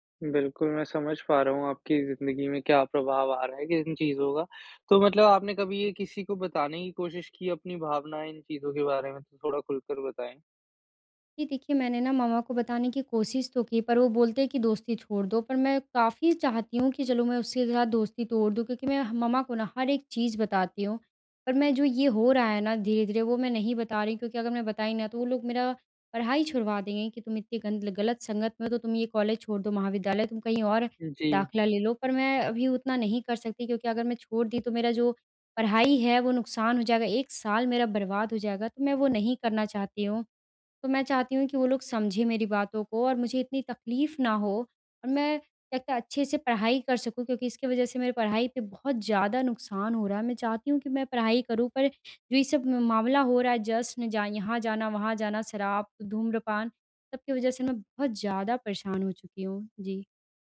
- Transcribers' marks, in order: in English: "मम्मा"; in English: "मम्मा"
- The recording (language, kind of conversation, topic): Hindi, advice, दोस्तों के साथ जश्न में मुझे अक्सर असहजता क्यों महसूस होती है?